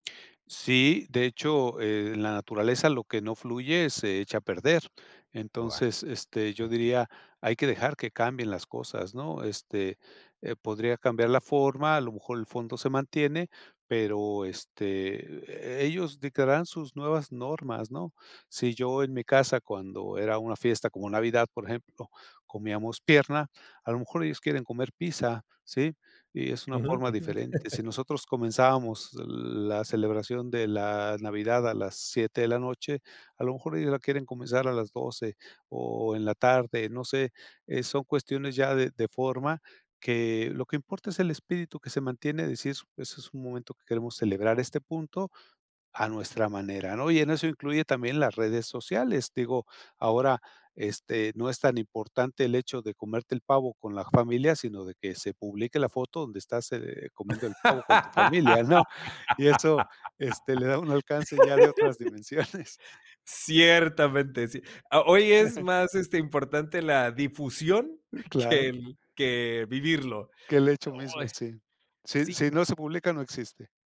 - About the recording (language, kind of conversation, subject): Spanish, podcast, ¿Cómo cambian las fiestas con las nuevas generaciones?
- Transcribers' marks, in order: giggle; laugh; stressed: "Ciertamente"; chuckle; giggle; giggle